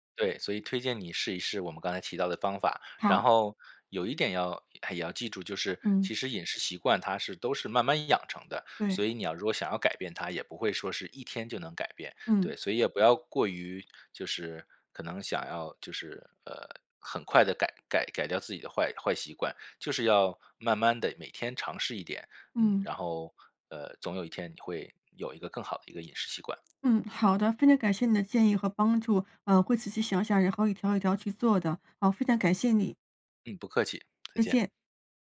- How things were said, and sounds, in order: other background noise
- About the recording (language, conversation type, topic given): Chinese, advice, 咖啡和饮食让我更焦虑，我该怎么调整才能更好地管理压力？